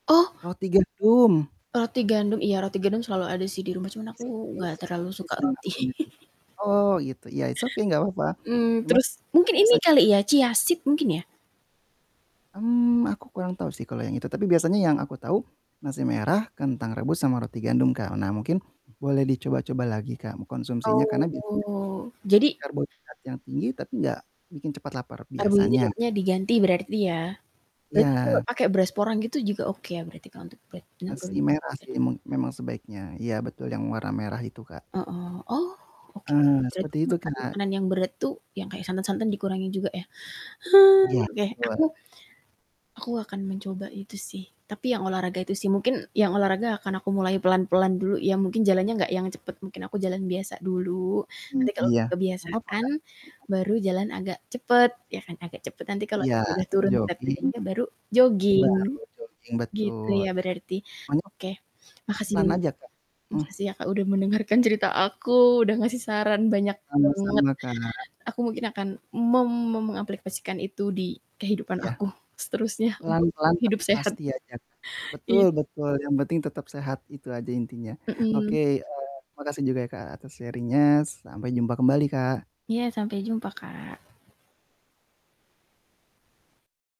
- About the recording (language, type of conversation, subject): Indonesian, advice, Bagaimana cara memilih makanan yang aman untuk menurunkan berat badan tanpa merasa kelaparan?
- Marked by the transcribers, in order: distorted speech; static; unintelligible speech; laugh; in English: "it's okay"; in English: "chia seed"; drawn out: "Oh"; unintelligible speech; unintelligible speech; sigh; in English: "sharing-nya"